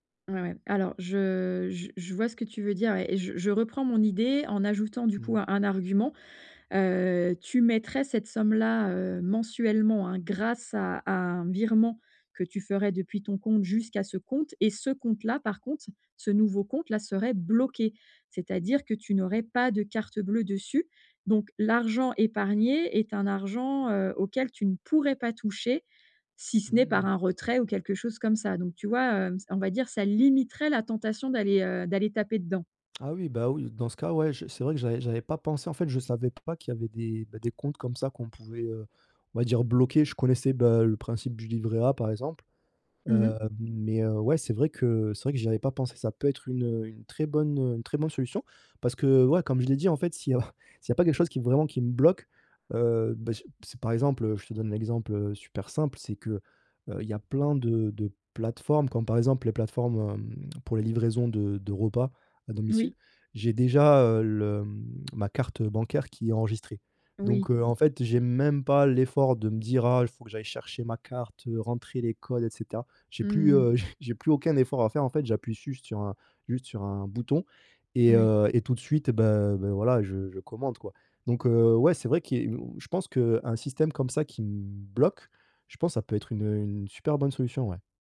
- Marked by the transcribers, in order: alarm; stressed: "bloqué"; stressed: "pourrais"; stressed: "limiterait"; tapping; chuckle; chuckle; other background noise
- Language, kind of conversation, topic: French, advice, Comment puis-je équilibrer mon épargne et mes dépenses chaque mois ?